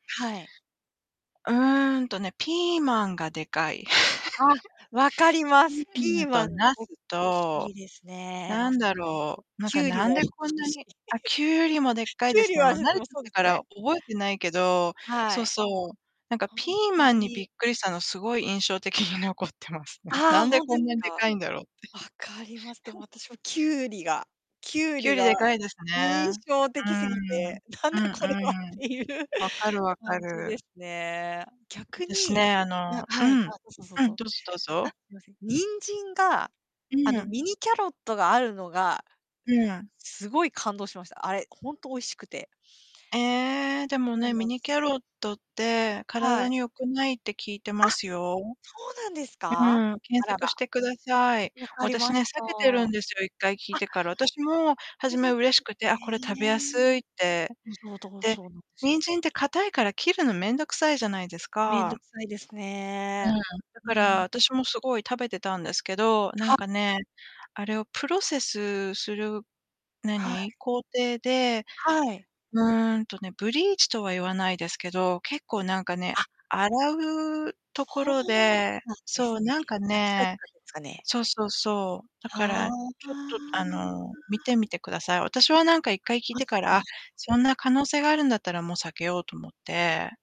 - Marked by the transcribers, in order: laugh; distorted speech; laugh; laughing while speaking: "きゅうりはそ、もうそうですね"; laughing while speaking: "に残ってますね"; other background noise; giggle; laughing while speaking: "なんだこれはっていう"
- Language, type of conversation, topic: Japanese, unstructured, 初めて訪れた場所の思い出は何ですか？